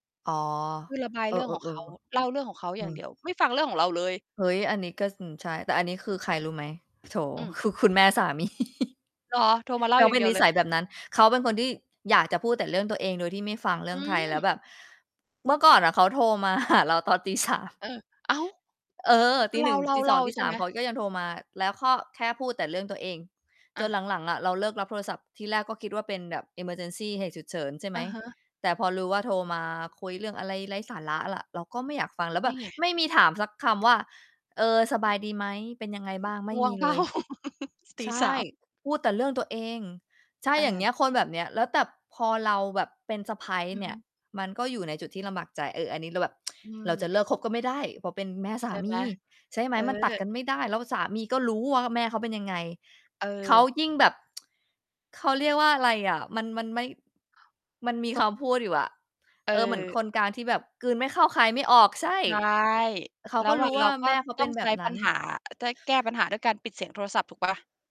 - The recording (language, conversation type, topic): Thai, unstructured, คุณคิดว่าการพูดคุยกับเพื่อนช่วยลดความเครียดได้ไหม?
- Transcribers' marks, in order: laughing while speaking: "สามี"; mechanical hum; laughing while speaking: "หา"; laughing while speaking: "สาม"; other noise; in English: "emergency"; other background noise; distorted speech; laughing while speaking: "เปล่า ?"; chuckle; tapping; "แต่" said as "แต่บ"; tsk; tsk; background speech